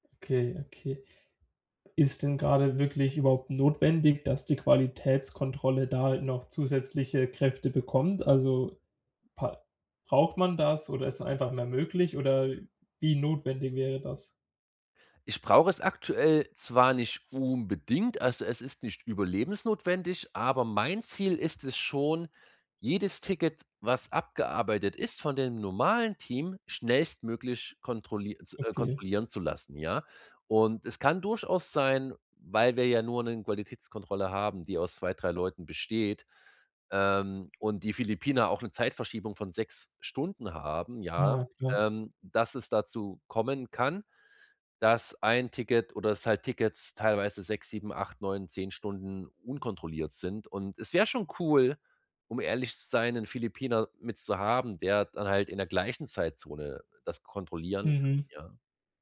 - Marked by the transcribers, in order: drawn out: "unbedingt"; stressed: "aber mein"; stressed: "cool"; stressed: "gleichen"
- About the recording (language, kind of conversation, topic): German, advice, Wie kann ich Aufgaben richtig delegieren, damit ich Zeit spare und die Arbeit zuverlässig erledigt wird?